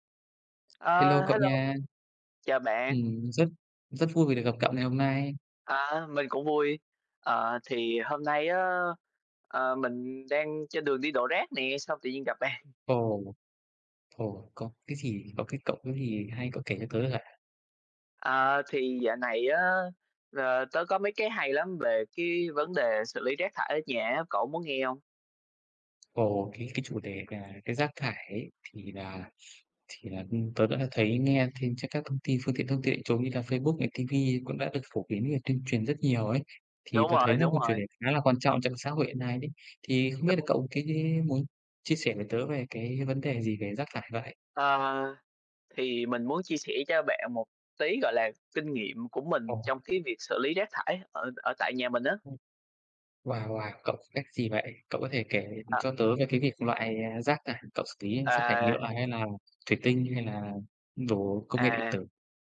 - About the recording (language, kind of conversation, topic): Vietnamese, unstructured, Làm thế nào để giảm rác thải nhựa trong nhà bạn?
- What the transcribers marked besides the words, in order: tapping; other background noise